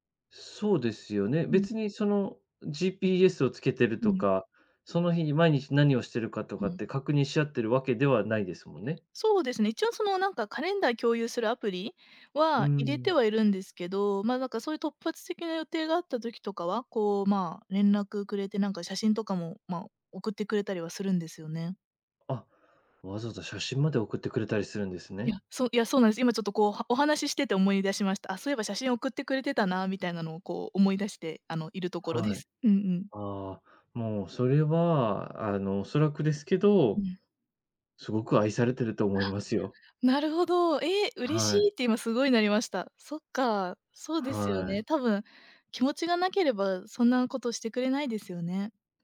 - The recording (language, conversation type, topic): Japanese, advice, 長距離恋愛で不安や孤独を感じるとき、どうすれば気持ちが楽になりますか？
- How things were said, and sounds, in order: none